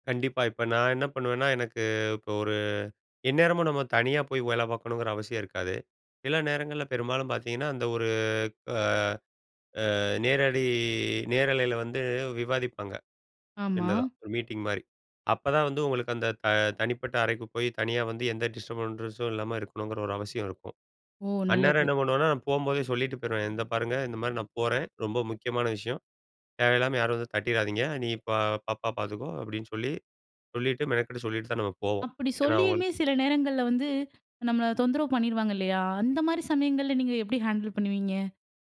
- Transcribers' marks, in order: drawn out: "நேரடி"; in English: "டிஸ்டர்பன்ஸ்ஸும்"; "அப்பப" said as "பாப்பா"; in English: "ஹேண்டில்"
- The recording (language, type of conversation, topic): Tamil, podcast, குழந்தைகள் இருக்கும்போது வேலை நேரத்தை எப்படிப் பாதுகாக்கிறீர்கள்?